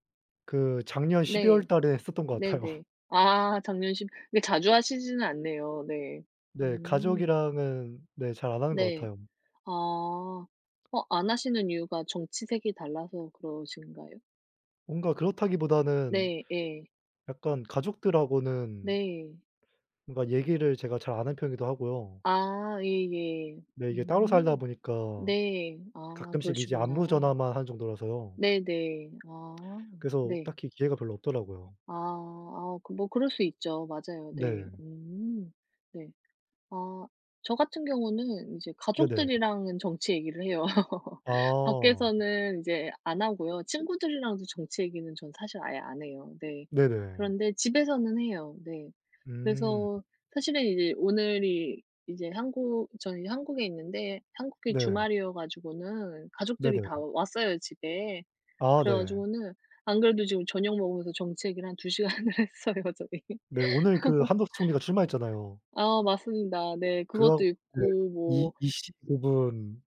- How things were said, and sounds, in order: tapping; laugh; other background noise; laughing while speaking: "해요"; laughing while speaking: "두 시간을 했어요, 저희"; laugh
- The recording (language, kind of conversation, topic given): Korean, unstructured, 정치 이야기를 하면서 좋았던 경험이 있나요?